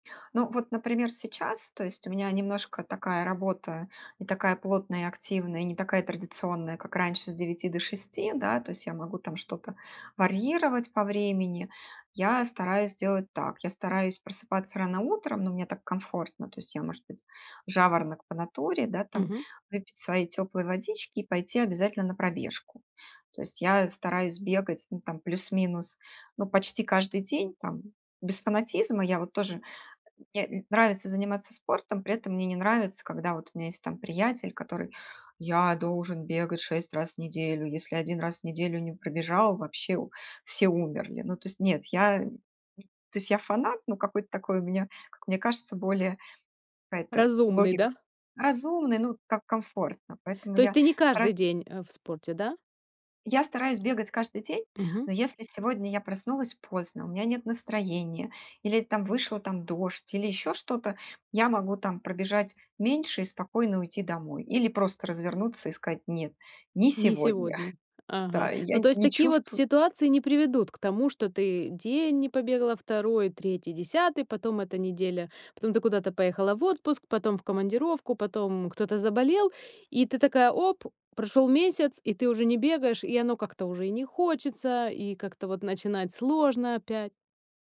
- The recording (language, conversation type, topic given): Russian, podcast, Как находишь время для спорта при плотном графике?
- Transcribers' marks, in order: chuckle